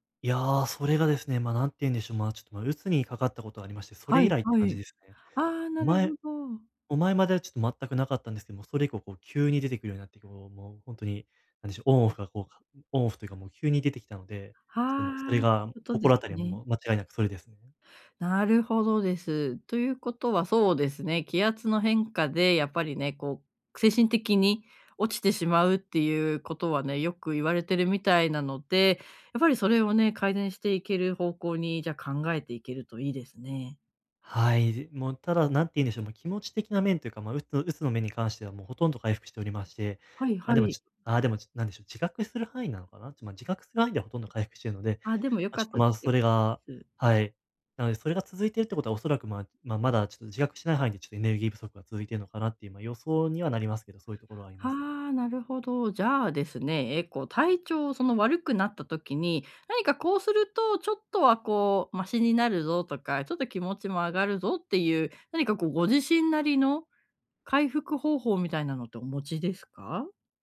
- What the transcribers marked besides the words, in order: none
- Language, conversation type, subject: Japanese, advice, 頭がぼんやりして集中できないとき、思考をはっきりさせて注意力を取り戻すにはどうすればよいですか？